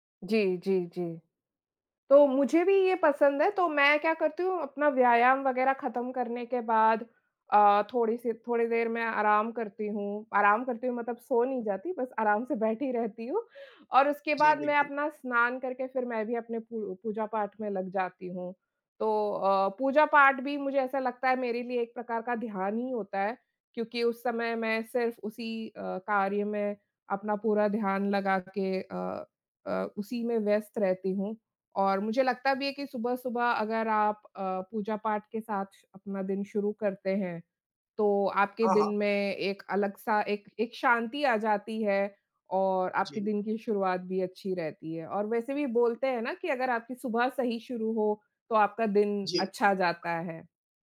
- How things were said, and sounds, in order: tapping; horn; laughing while speaking: "बैठी रहती हूँ"; other background noise
- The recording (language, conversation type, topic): Hindi, unstructured, आप अपने दिन की शुरुआत कैसे करते हैं?